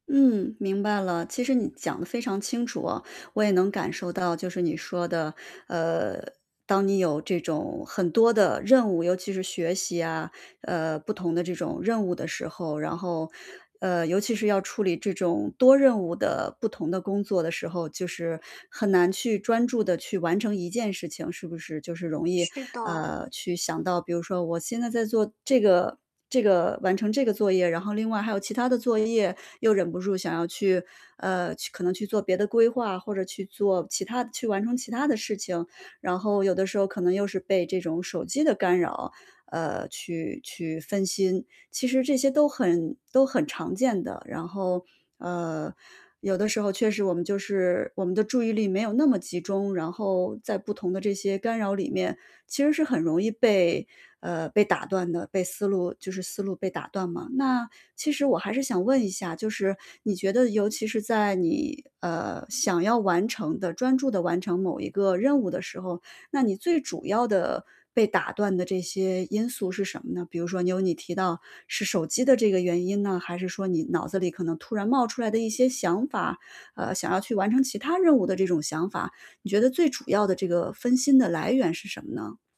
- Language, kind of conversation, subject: Chinese, advice, 我怎样才能减少分心并保持专注？
- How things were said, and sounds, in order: static